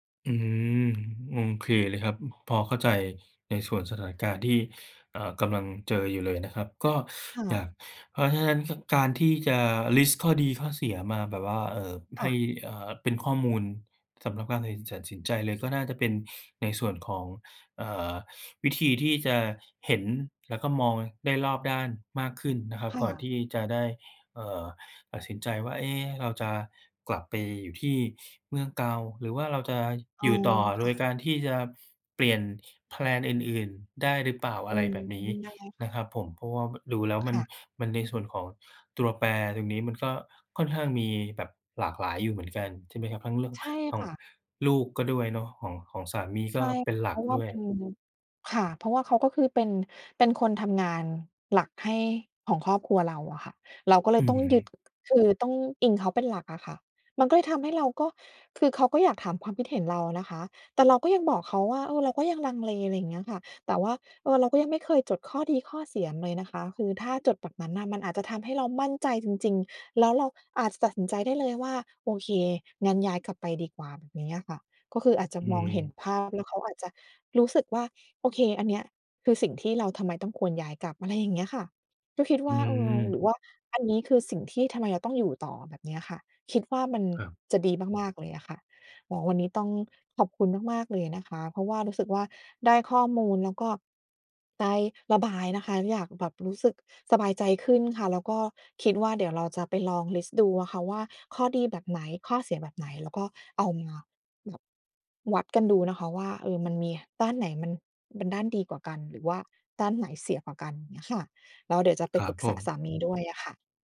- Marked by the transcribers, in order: none
- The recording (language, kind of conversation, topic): Thai, advice, ฉันควรย้ายเมืองหรืออยู่ต่อดี?